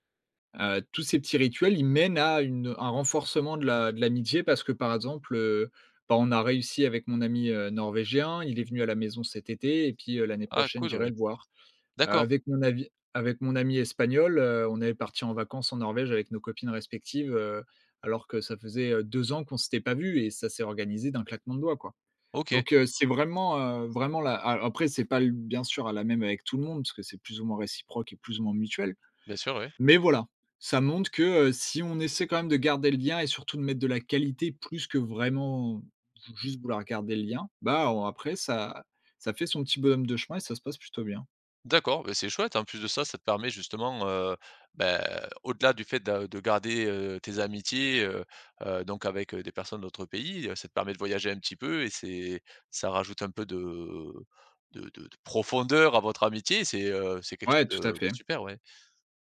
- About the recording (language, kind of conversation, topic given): French, podcast, Comment transformer un contact en ligne en une relation durable dans la vraie vie ?
- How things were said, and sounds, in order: tapping; drawn out: "de"